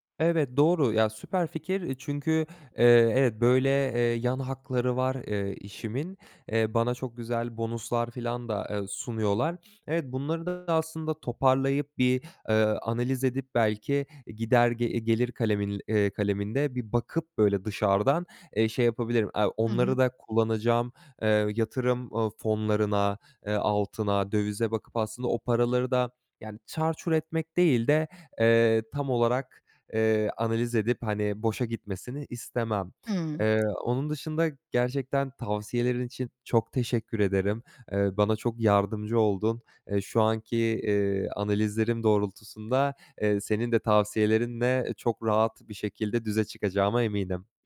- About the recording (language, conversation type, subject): Turkish, advice, Finansal durumunuz değiştiğinde harcamalarınızı ve gelecek planlarınızı nasıl yeniden düzenlemelisiniz?
- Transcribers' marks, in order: other background noise; tapping